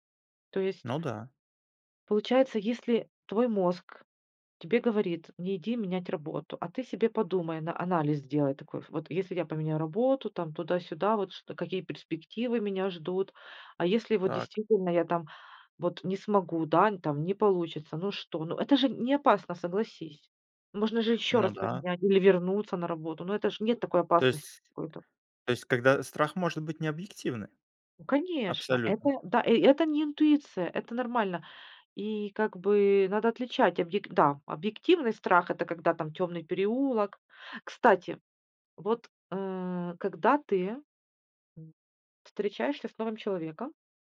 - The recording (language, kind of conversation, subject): Russian, podcast, Как отличить интуицию от страха или желания?
- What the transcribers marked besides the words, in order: tapping; other noise